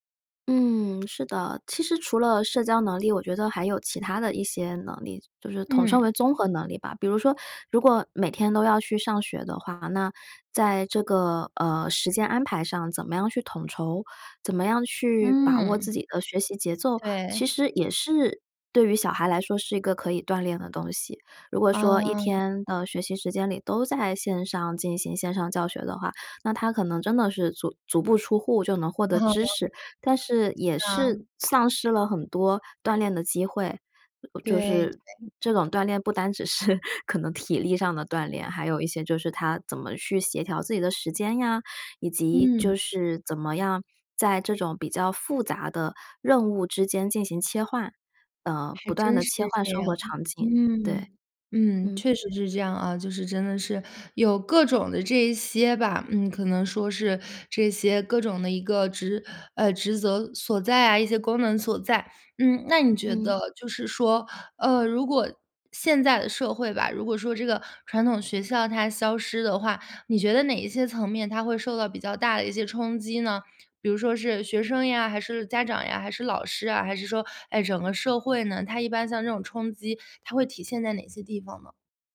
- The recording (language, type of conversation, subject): Chinese, podcast, 未来的学习还需要传统学校吗？
- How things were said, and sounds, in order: chuckle; laughing while speaking: "只是"; chuckle; tapping